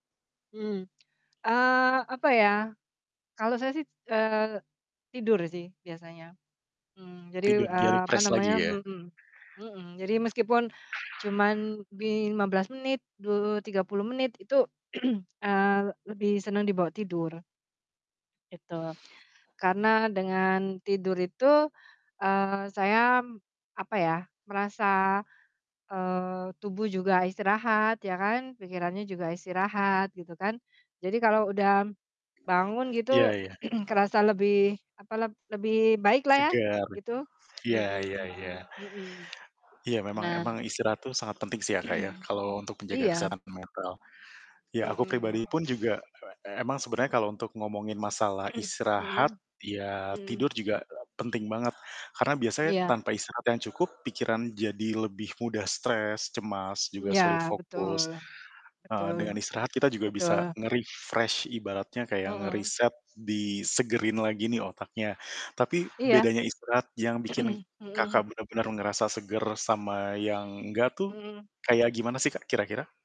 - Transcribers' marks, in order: in English: "refresh"; throat clearing; static; other background noise; throat clearing; throat clearing; throat clearing; in English: "nge-refresh"; throat clearing; horn
- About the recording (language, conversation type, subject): Indonesian, unstructured, Menurut kamu, seberapa penting istirahat bagi kesehatan mental?